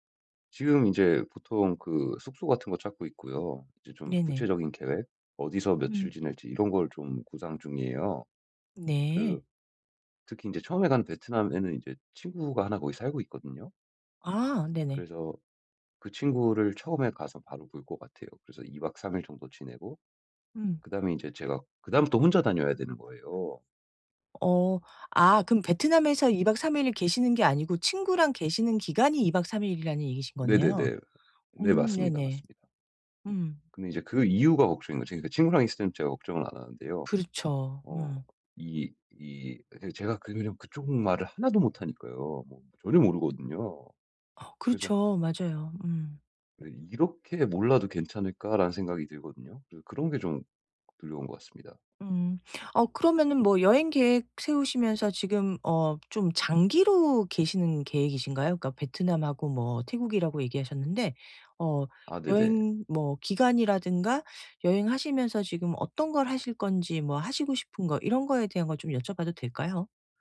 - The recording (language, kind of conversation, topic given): Korean, advice, 여행 중 언어 장벽을 어떻게 극복해 더 잘 의사소통할 수 있을까요?
- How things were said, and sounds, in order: other background noise